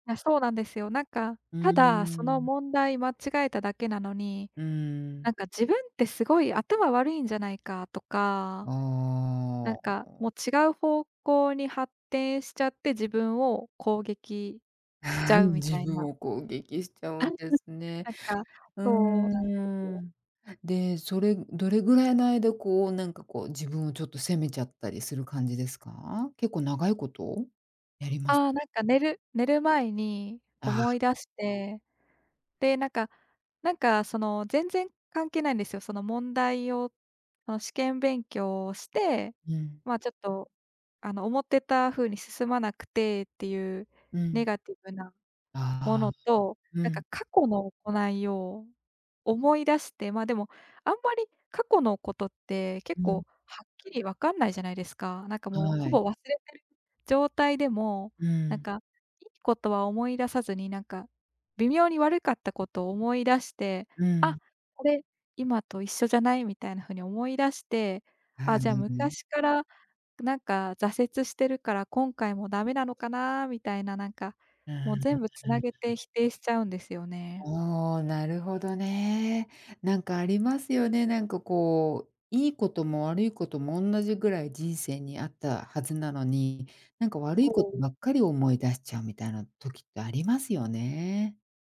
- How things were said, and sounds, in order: laugh
- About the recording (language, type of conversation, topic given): Japanese, advice, 失敗するとすぐ自分を責めてしまう自己否定の習慣をやめるにはどうすればいいですか？